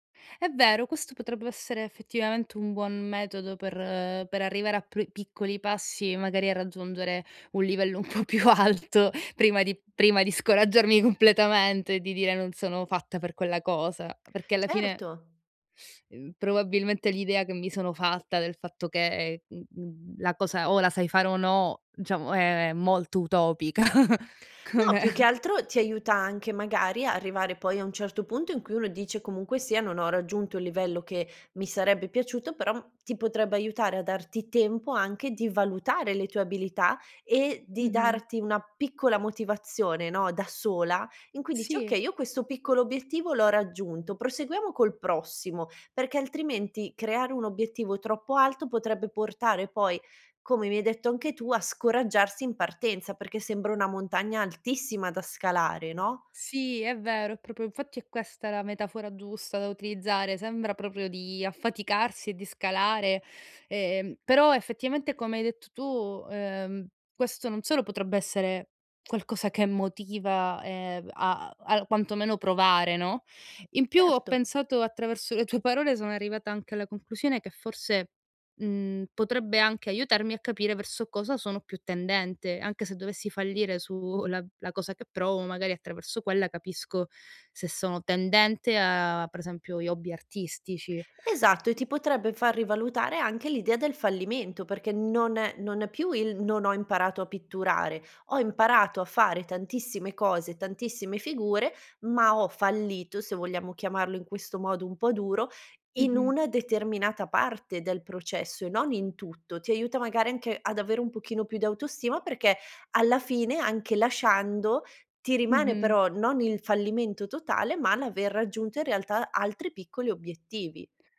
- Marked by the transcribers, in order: laughing while speaking: "un po' più alto"; teeth sucking; laughing while speaking: "utopica come"; "però" said as "peròm"; "proprio" said as "propio"; "proprio" said as "propio"
- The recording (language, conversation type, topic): Italian, advice, Come posso smettere di misurare il mio valore solo in base ai risultati, soprattutto quando ricevo critiche?